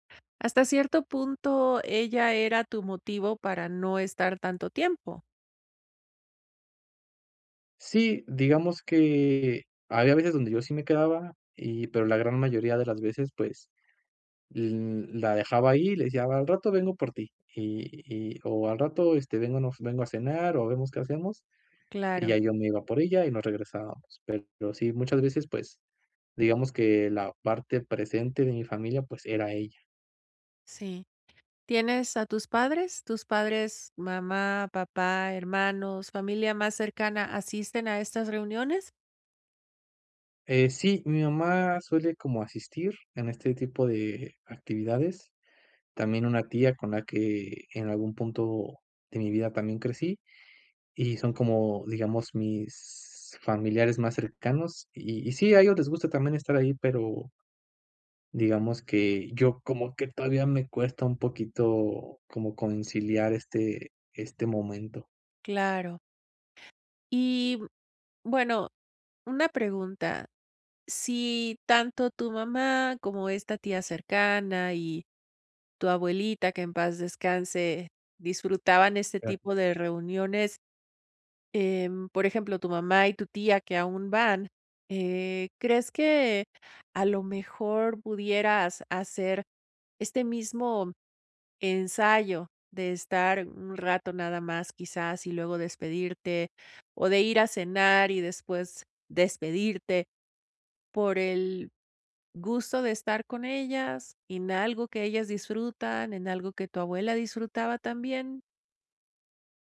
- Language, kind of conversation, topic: Spanish, advice, ¿Cómo puedo aprender a disfrutar las fiestas si me siento fuera de lugar?
- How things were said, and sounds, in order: other background noise